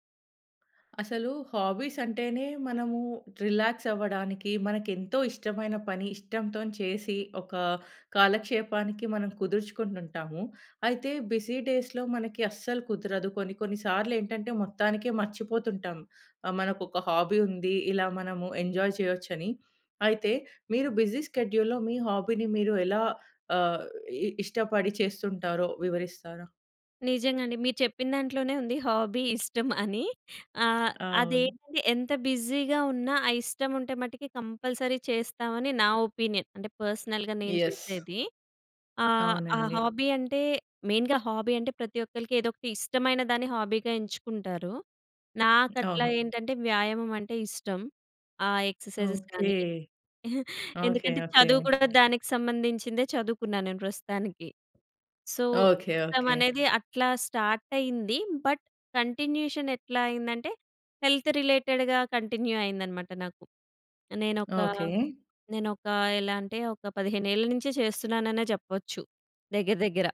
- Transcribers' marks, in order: other background noise; in English: "హాబీస్"; in English: "రిలాక్స్"; in English: "బిజీ డేస్‌లో"; in English: "ఎంజాయ్"; in English: "బిజీ షెడ్యూల్‍లో"; in English: "కంపల్సరీ"; in English: "ఒపీనియన్"; in English: "పర్సనల్‌గా"; in English: "మెయిన్‍గా"; in English: "ఎక్సర్సైజెస్"; laughing while speaking: "ఎందుకంటే చదువు కూడా దానికి సంబంధించిందే చదువుకున్నాను నేను ప్రస్తుతానికి"; in English: "సో"; in English: "స్టార్ట్"; in English: "బట్ కంటిన్యూయేషన్"; in English: "హెల్త్ రిలేటెడ్‌గా కంటిన్యూ"
- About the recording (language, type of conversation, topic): Telugu, podcast, బిజీ రోజువారీ కార్యాచరణలో హాబీకి సమయం ఎలా కేటాయిస్తారు?